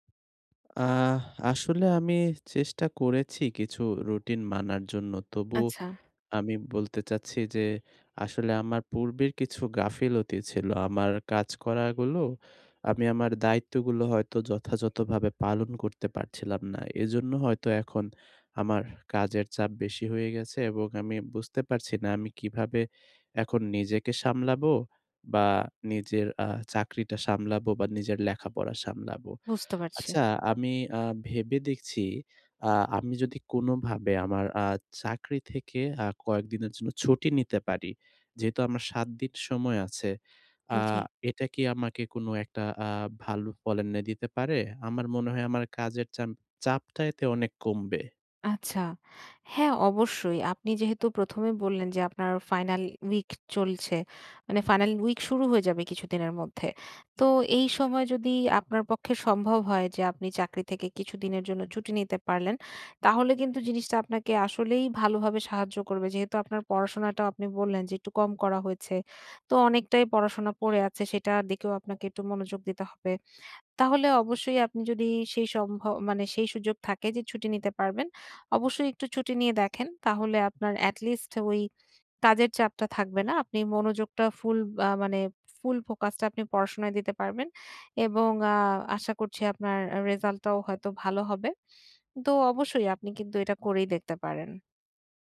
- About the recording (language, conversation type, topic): Bengali, advice, সপ্তাহান্তে ভ্রমণ বা ব্যস্ততা থাকলেও টেকসইভাবে নিজের যত্নের রুটিন কীভাবে বজায় রাখা যায়?
- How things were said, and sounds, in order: horn